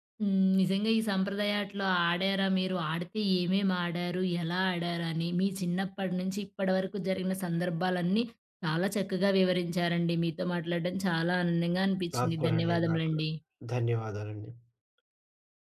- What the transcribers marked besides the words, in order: tapping
- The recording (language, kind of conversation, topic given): Telugu, podcast, సాంప్రదాయ ఆటలు చిన్నప్పుడు ఆడేవారా?